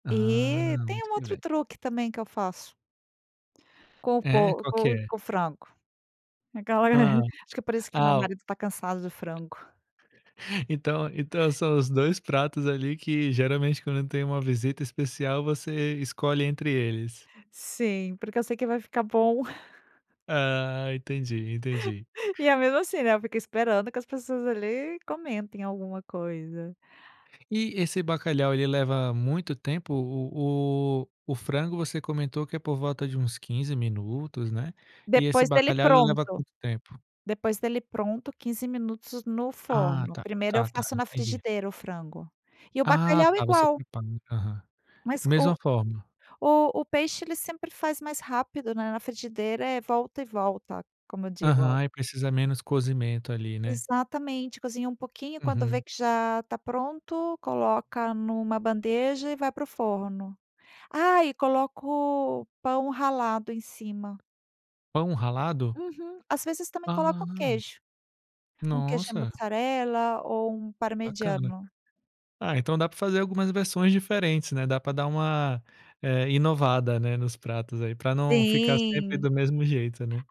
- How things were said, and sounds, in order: chuckle; tapping; chuckle; put-on voice: "parmegiano"
- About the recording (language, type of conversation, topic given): Portuguese, podcast, Qual é um prato que você sempre cozinha bem?
- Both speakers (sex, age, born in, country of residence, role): female, 50-54, Brazil, Spain, guest; male, 35-39, Brazil, France, host